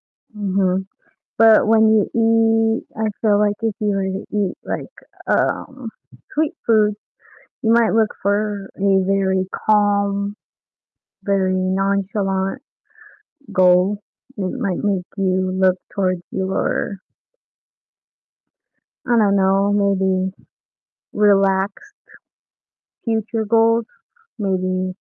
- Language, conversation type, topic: English, unstructured, How do our food and drink choices reflect who we are and what we hope for?
- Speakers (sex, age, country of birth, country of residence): female, 25-29, United States, United States; male, 35-39, United States, United States
- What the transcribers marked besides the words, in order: distorted speech; tapping